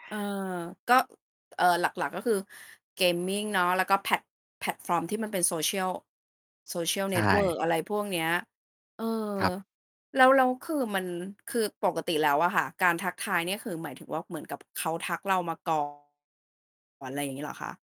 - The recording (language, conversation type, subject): Thai, podcast, เวลาเจอคนต่อหน้าเทียบกับคุยกันออนไลน์ คุณรับรู้ความน่าเชื่อถือต่างกันอย่างไร?
- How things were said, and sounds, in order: other noise; static; in English: "gaming"; distorted speech